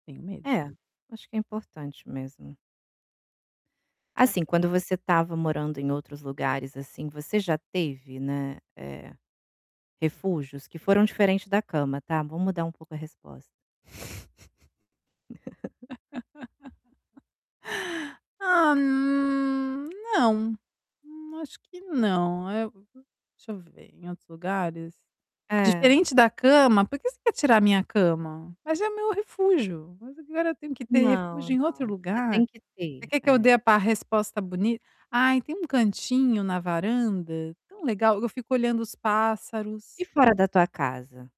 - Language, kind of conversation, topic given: Portuguese, podcast, Qual cantinho da sua casa é o seu refúgio?
- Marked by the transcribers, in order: static; tapping; chuckle; laugh; drawn out: "hum"; distorted speech